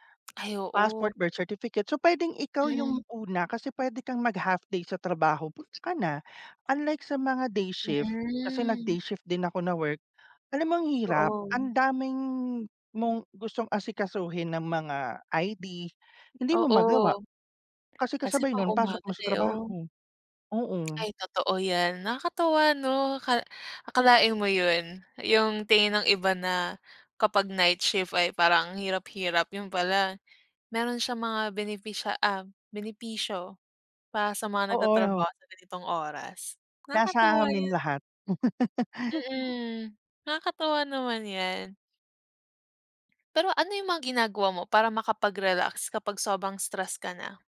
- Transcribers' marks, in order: tapping; laugh
- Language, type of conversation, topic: Filipino, unstructured, Paano mo pinapawi ang stress pagkatapos ng trabaho o eskuwela?